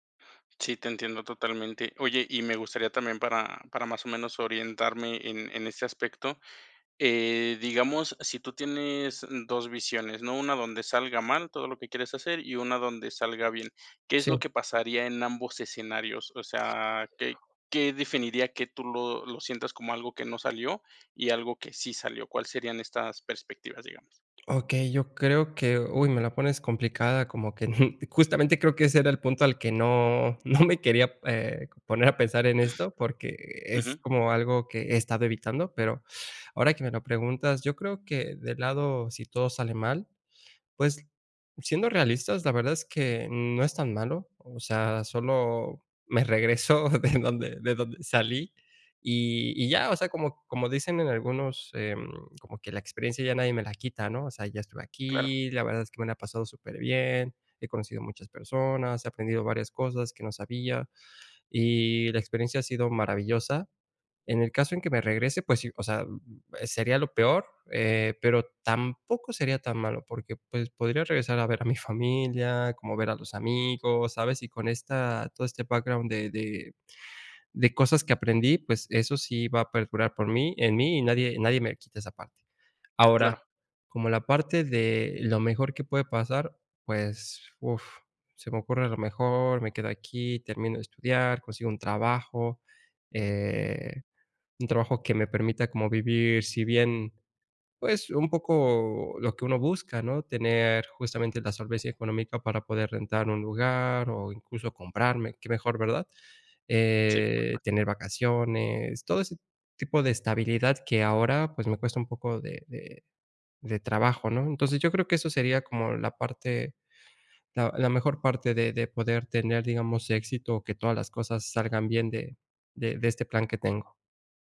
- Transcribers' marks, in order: other background noise; tapping; chuckle; laughing while speaking: "no me"; other noise; laughing while speaking: "me regreso de donde de donde salí"
- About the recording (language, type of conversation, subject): Spanish, advice, ¿Cómo puedo tomar decisiones importantes con más seguridad en mí mismo?